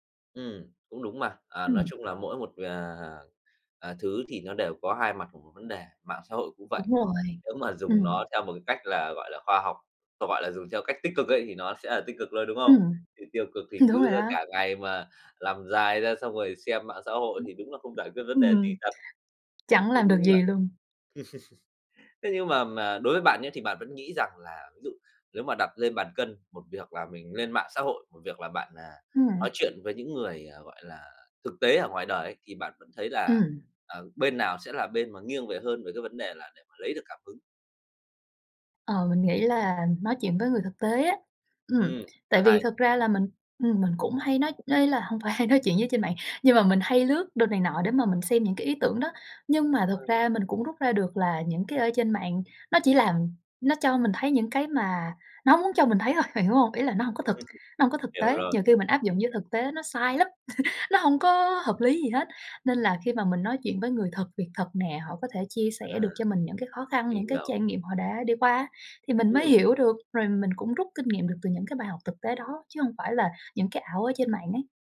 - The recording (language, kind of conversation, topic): Vietnamese, podcast, Bạn tận dụng cuộc sống hằng ngày để lấy cảm hứng như thế nào?
- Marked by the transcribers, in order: tapping; laughing while speaking: "Đúng"; "nằm" said as "lằm"; other background noise; laugh; unintelligible speech; laugh; laugh